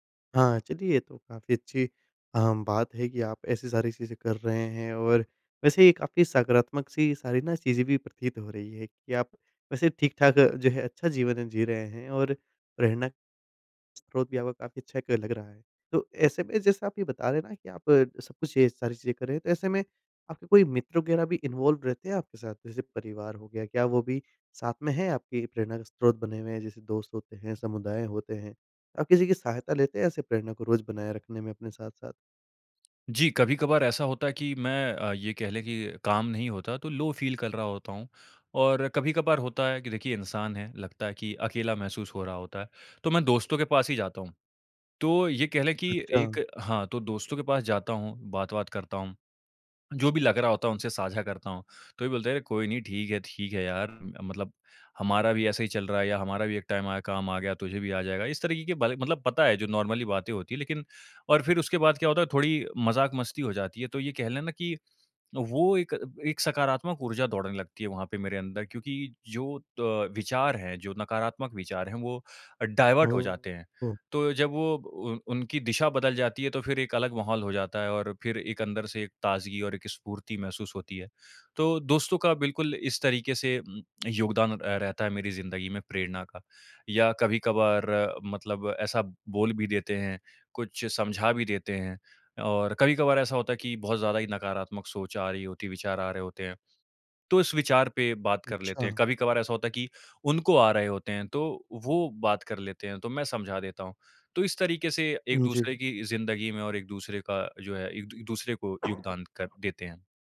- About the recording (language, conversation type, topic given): Hindi, podcast, तुम रोज़ प्रेरित कैसे रहते हो?
- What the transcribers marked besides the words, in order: in English: "इन्वॉल्व"; in English: "लो फ़ील"; in English: "टाइम"; in English: "नॉर्मली"; in English: "डायवर्ट"; lip smack; cough